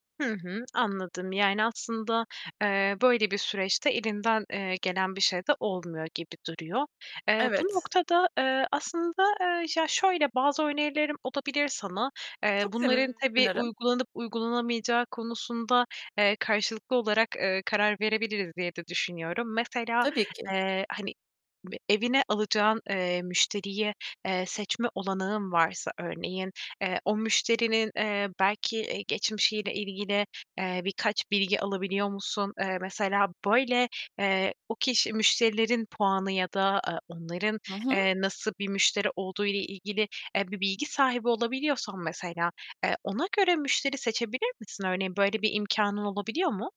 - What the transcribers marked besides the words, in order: tapping; other background noise; distorted speech
- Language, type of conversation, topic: Turkish, advice, Müşteri şikayetleriyle karşılaştığınızda hissettiğiniz stres ve kendinizi savunma isteğiyle nasıl başa çıkıyorsunuz?
- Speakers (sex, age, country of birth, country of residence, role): female, 25-29, Turkey, Poland, advisor; female, 50-54, Italy, United States, user